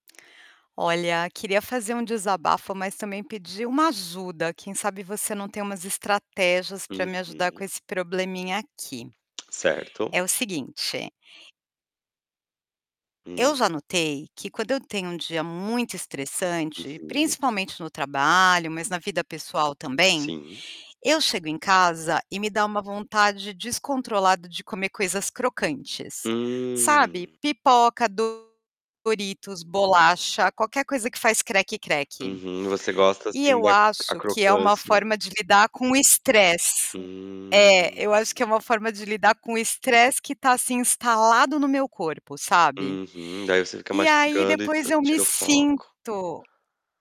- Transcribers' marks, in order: static; drawn out: "Hum"; distorted speech; other background noise; drawn out: "Hum"; tapping
- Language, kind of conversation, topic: Portuguese, advice, Como você costuma comer por emoção após um dia estressante e como lida com a culpa depois?